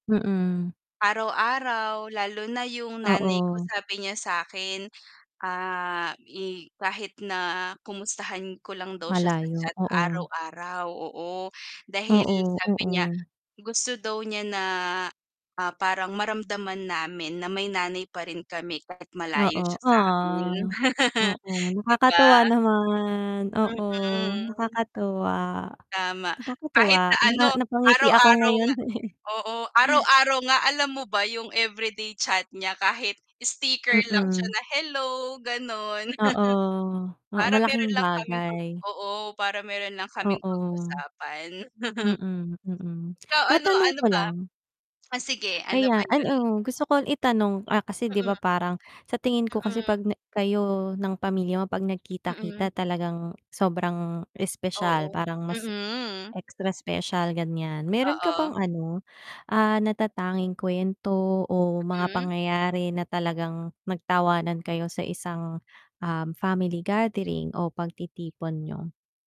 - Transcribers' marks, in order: static; distorted speech; laugh; chuckle; chuckle
- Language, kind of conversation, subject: Filipino, unstructured, Ano ang pinakamasayang alaala mo sa pagtitipon ng pamilya?